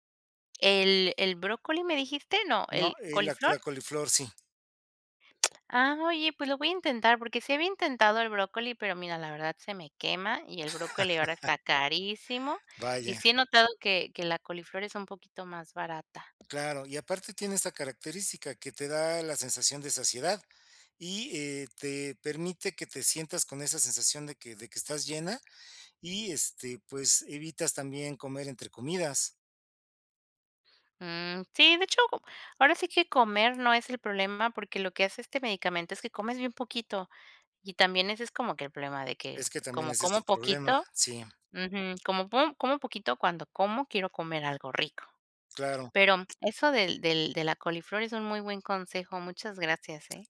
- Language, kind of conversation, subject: Spanish, advice, ¿Cómo puedo comer más saludable con un presupuesto limitado cada semana?
- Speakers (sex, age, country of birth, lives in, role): female, 30-34, Mexico, Mexico, user; male, 55-59, Mexico, Mexico, advisor
- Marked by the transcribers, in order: other background noise; chuckle; tapping